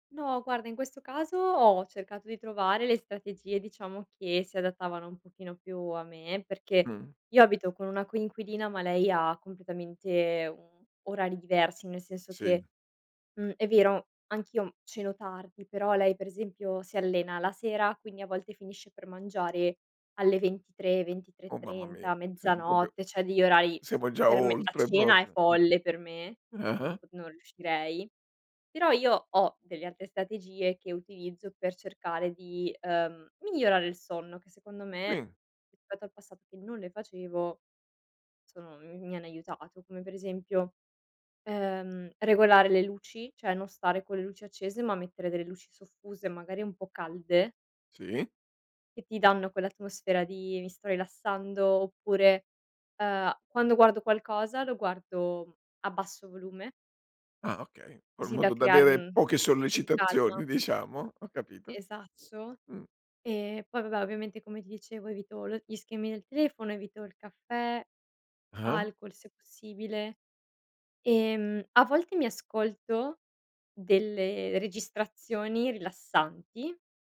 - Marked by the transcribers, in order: "proprio" said as "propio"; "cioè" said as "ceh"; "proprio" said as "propio"; "rispetto" said as "risetto"; tapping; "cioè" said as "ceh"
- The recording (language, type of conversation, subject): Italian, podcast, Che ruolo ha il sonno nel tuo equilibrio mentale?